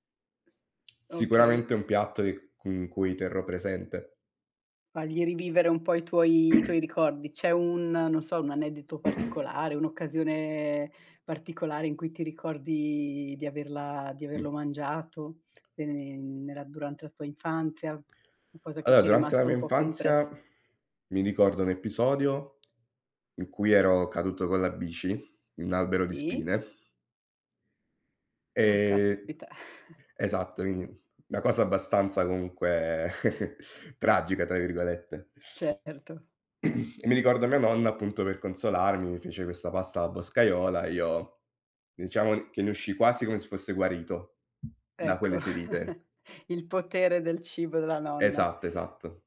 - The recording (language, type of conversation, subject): Italian, podcast, Qual è un cibo che ti riporta subito alla tua infanzia e perché?
- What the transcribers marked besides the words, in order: other background noise; tapping; cough; "episodio" said as "eppisodio"; chuckle; chuckle; throat clearing; chuckle